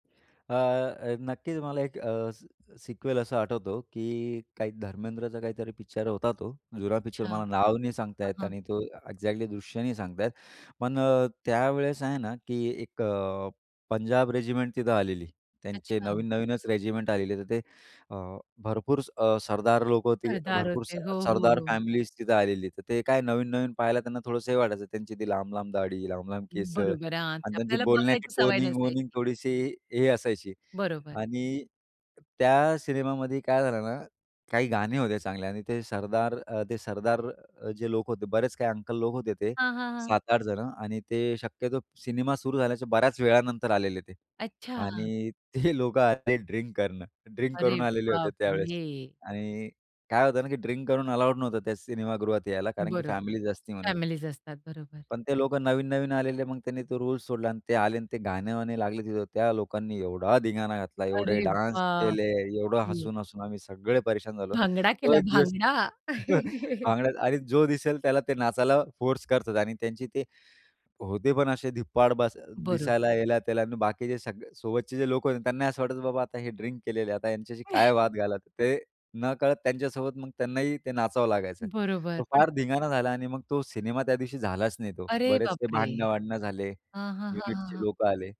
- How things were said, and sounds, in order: other background noise; in English: "सिक्वेल"; in English: "एक्झॅक्टली"; in English: "रेजिमेंट"; in English: "रेजिमेंट"; laughing while speaking: "ते लोकं"; surprised: "अरे बापरे!"; in English: "अलाउड"; drawn out: "बापरे!"; tapping; in English: "डान्स"; alarm; chuckle; in English: "फोर्स"; chuckle; chuckle
- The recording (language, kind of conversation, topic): Marathi, podcast, सिनेमागृहात तुम्ही पहिल्यांदा गेलात, तेव्हा तुम्हाला कोणती आठवण सर्वात ठळकपणे आठवते?